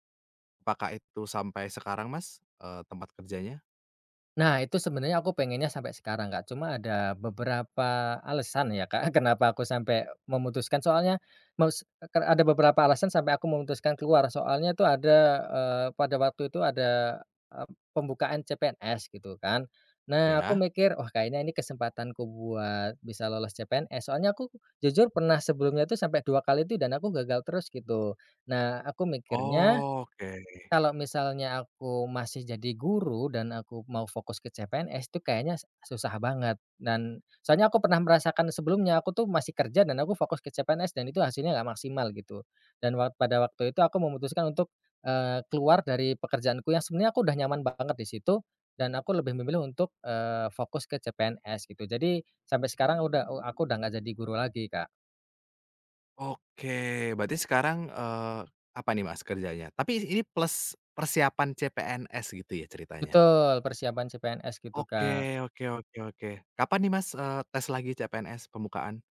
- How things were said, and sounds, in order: none
- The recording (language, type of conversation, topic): Indonesian, podcast, Pernah nggak kamu mengikuti kata hati saat memilih jalan hidup, dan kenapa?